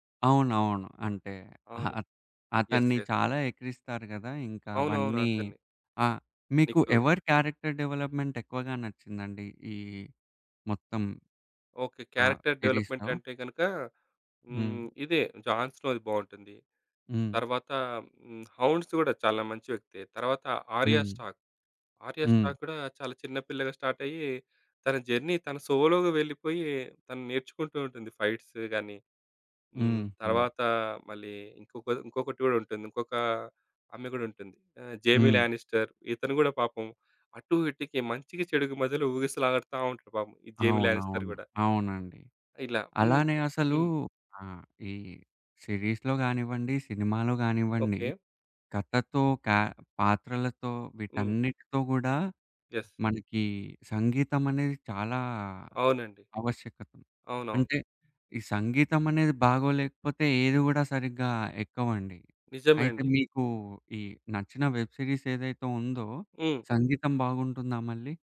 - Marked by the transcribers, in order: giggle; in English: "యెస్. యెస్"; in English: "క్యారెక్టర్ డెవలప్‌మెంట్"; in English: "క్యారెక్టర్ డెవలప్‌మెంట్"; in English: "సిరీస్‌లో"; in English: "స్టార్ట్"; in English: "సోలోగా"; in English: "ఫైట్స్"; other background noise; in English: "సిరీస్‌లో"; in English: "యెస్"; in English: "వెబ్ సిరీస్"
- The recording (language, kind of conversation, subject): Telugu, podcast, పాత్రలేనా కథనమా — మీకు ఎక్కువగా హృదయాన్ని తాకేది ఏది?